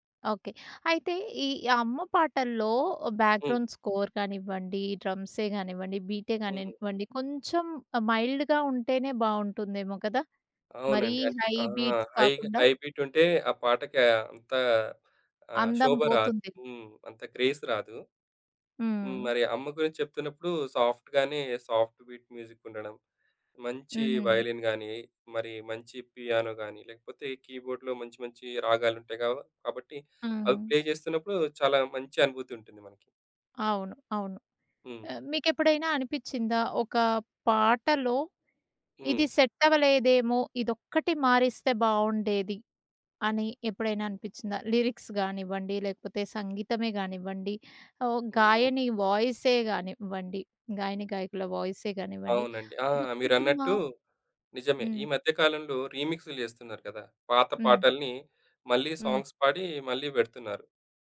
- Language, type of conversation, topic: Telugu, podcast, సంగీతానికి మీ తొలి జ్ఞాపకం ఏమిటి?
- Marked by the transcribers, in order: in English: "బ్యాక్‌గ్రౌండ్ స్కోర్"; in English: "మైల్డ్‌గా"; in English: "హై బీట్స్"; in English: "హైగా, హై"; in English: "గ్రేస్"; in English: "సాఫ్ట్‌గానే సాఫ్ట్ బీట్"; in English: "వైలిన్"; in English: "పియానో"; in English: "కీబోర్డ్‌లో"; in English: "ప్లే"; in English: "సెట్"; in English: "లిరిక్స్"; in English: "సాంగ్స్"